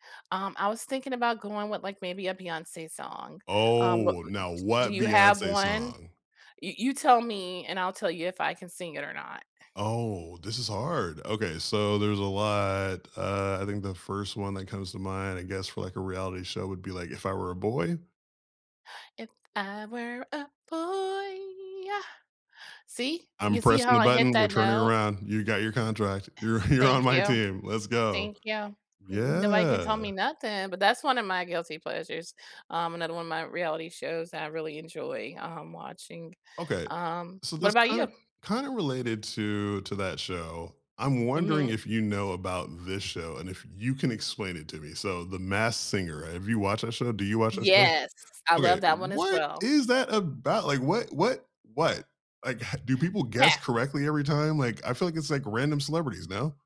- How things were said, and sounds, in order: singing: "If I were a boy, yuh!"; laughing while speaking: "you're"; drawn out: "Yeah"; other background noise; tapping
- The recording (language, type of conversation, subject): English, unstructured, Which guilty-pleasure reality shows do you love to talk about, and what makes them so irresistible?